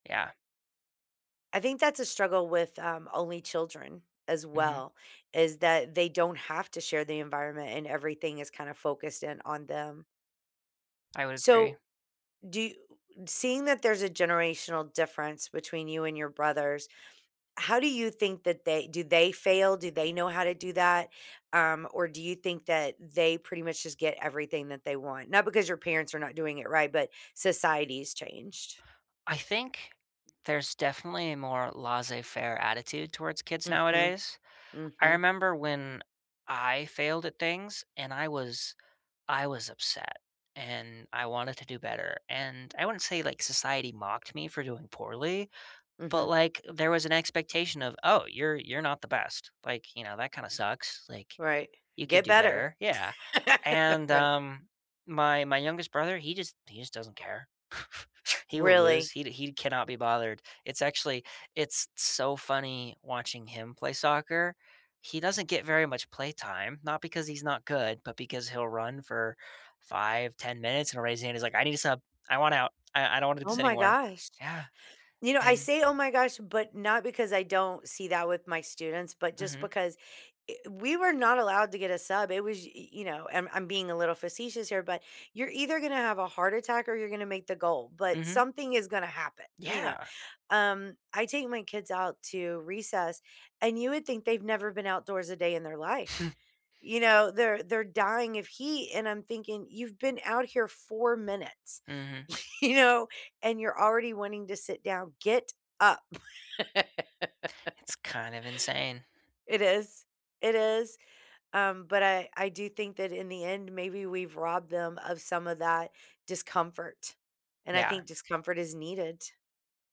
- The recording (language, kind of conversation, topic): English, unstructured, How can you convince someone that failure is part of learning?
- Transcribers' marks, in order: "laissez faire" said as "lase fair"; laugh; laugh; chuckle; laughing while speaking: "you know?"; laugh